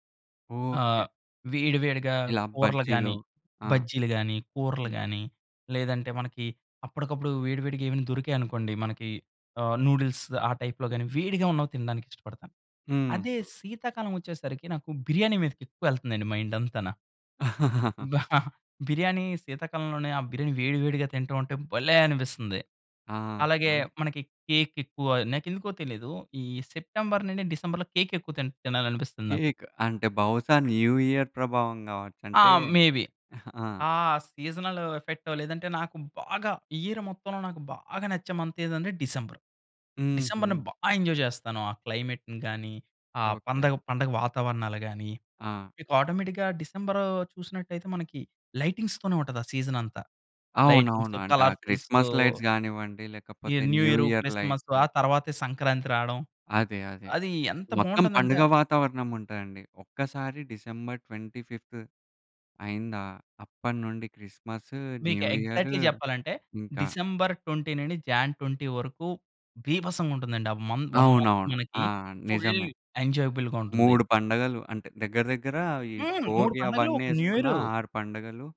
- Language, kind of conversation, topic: Telugu, podcast, సీజనల్ పదార్థాల రుచిని మీరు ఎలా ఆస్వాదిస్తారు?
- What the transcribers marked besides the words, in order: in English: "టైప్‌లో‌గాని"; in English: "మైండ్"; laugh; chuckle; in English: "న్యూ ఇయర్"; in English: "మేబీ"; in English: "సీజనల్"; chuckle; in English: "ఇయర్"; stressed: "బాగా"; in English: "మంత్"; stressed: "బా"; in English: "ఎంజాయ్"; in English: "క్లైమెట్‌ని"; in English: "ఆటోమేటిక్‌గా"; in English: "లైటింగ్స్‌తోనే"; in English: "సీజన్"; in English: "లైటింగ్స్‌తో, కలర్ఫుల్స్‌తో"; in English: "లైట్స్"; in English: "న్యూ"; in English: "ట్వెంటీ ఫిఫ్త్"; in English: "ఎగ్జాక్ట్‌లీ"; in English: "న్యూ"; in English: "ట్వెంటీ"; in English: "ట్వెంటీ"; in English: "వన్ మంత్"; in English: "ఫుల్ ఎంజాయబుల్‌గా"